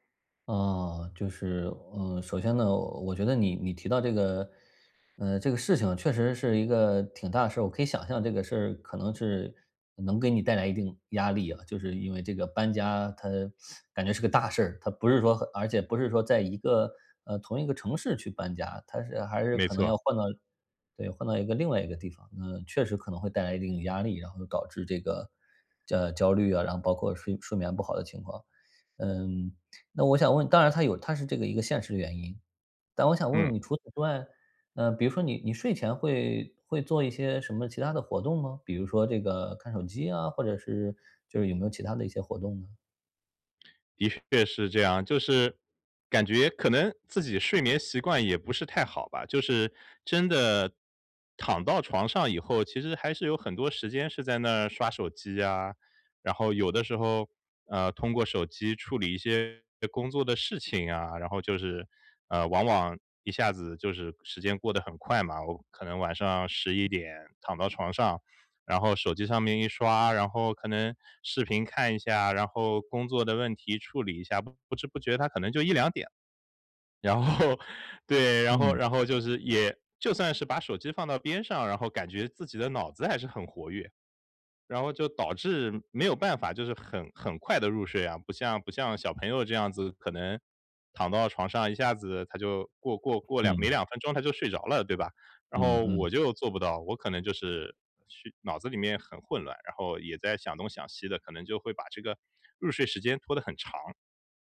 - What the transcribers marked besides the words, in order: teeth sucking; other background noise; laughing while speaking: "然后"
- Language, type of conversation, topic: Chinese, advice, 如何建立睡前放松流程来缓解夜间焦虑并更容易入睡？